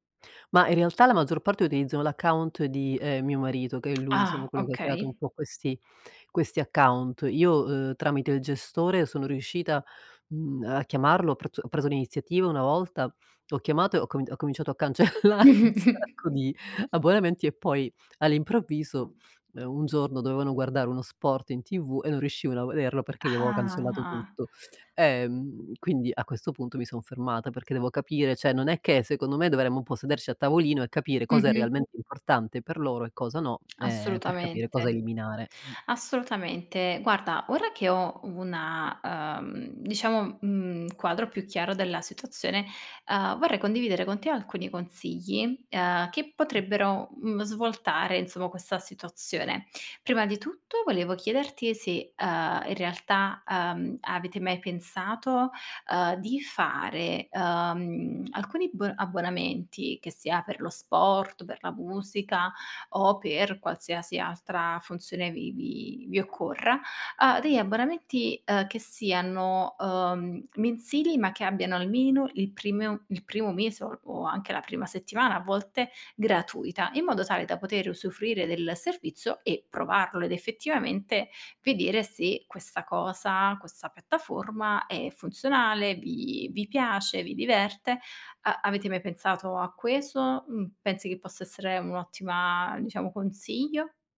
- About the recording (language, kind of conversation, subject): Italian, advice, Come posso cancellare gli abbonamenti automatici che uso poco?
- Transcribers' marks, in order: tsk; chuckle; laughing while speaking: "cancellare un sacco di"; drawn out: "Ah"; "Cioè" said as "ceh"; other background noise; tapping; "primo" said as "primeo"; "questo" said as "queso"